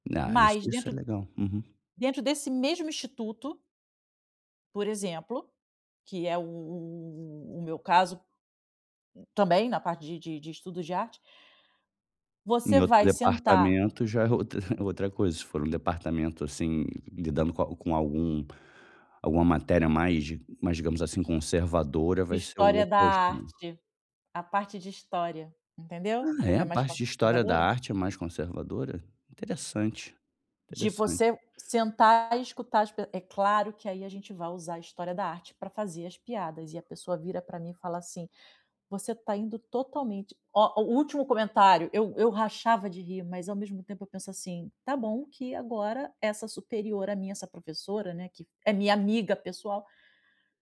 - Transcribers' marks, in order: other noise
- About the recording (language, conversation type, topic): Portuguese, advice, Como posso escolher meu estilo sem me sentir pressionado pelas expectativas sociais?
- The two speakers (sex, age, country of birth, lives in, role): female, 40-44, Brazil, Spain, user; male, 35-39, Brazil, Germany, advisor